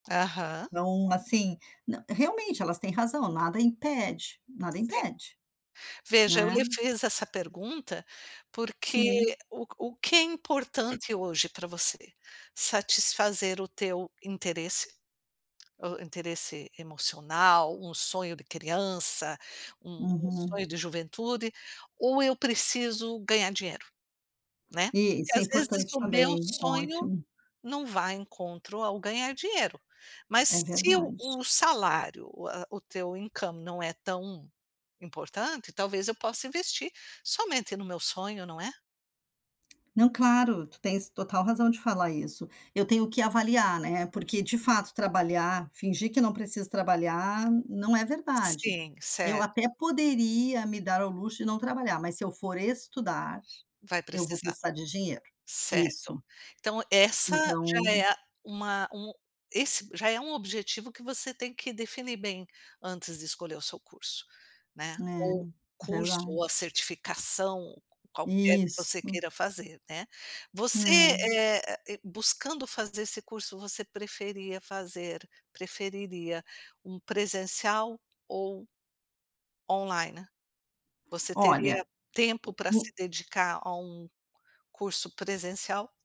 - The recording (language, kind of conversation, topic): Portuguese, advice, Vale a pena voltar a estudar ou fazer um curso para mudar de área?
- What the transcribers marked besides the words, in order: tapping; in English: "incoming"